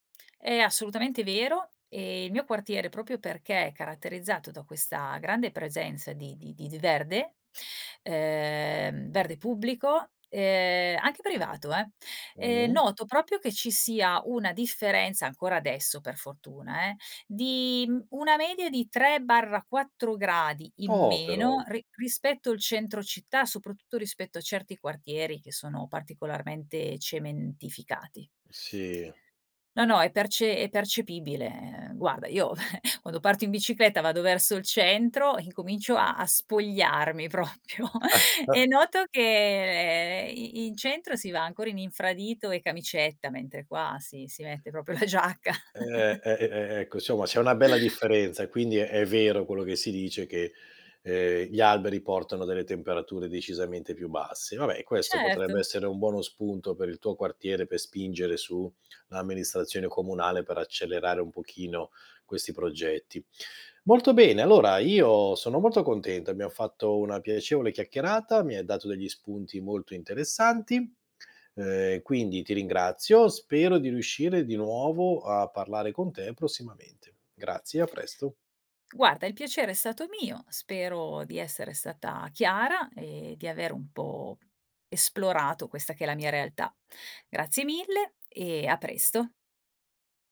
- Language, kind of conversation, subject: Italian, podcast, Quali iniziative locali aiutano a proteggere il verde in città?
- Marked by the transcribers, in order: "proprio" said as "propio"; chuckle; chuckle; laughing while speaking: "propio"; "proprio" said as "propio"; chuckle; laughing while speaking: "propio la giacca"; "proprio" said as "propio"; chuckle